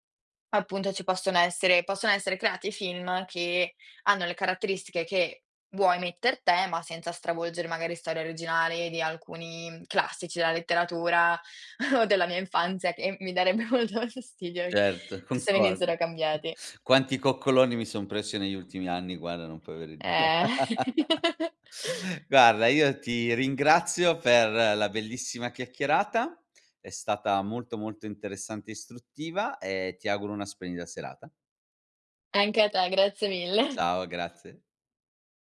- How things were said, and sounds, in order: chuckle; laughing while speaking: "molto fastidio"; tapping; other background noise; chuckle; laughing while speaking: "mille"
- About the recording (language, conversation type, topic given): Italian, podcast, Perché alcune storie sopravvivono per generazioni intere?